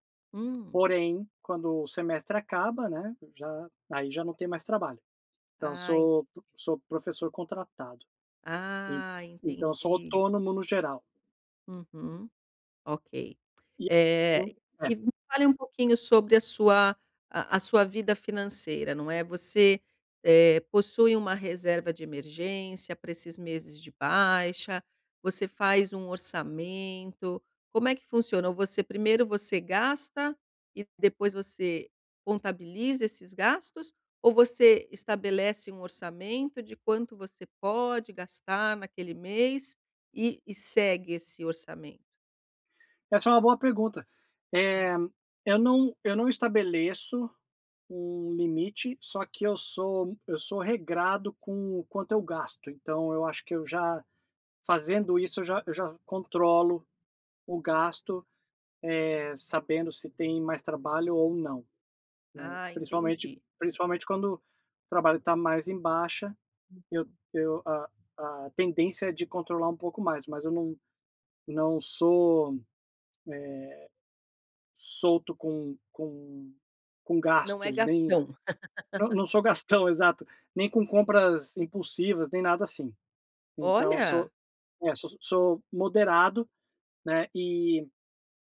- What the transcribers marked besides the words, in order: laugh
- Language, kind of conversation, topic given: Portuguese, advice, Como equilibrar o crescimento da minha empresa com a saúde financeira?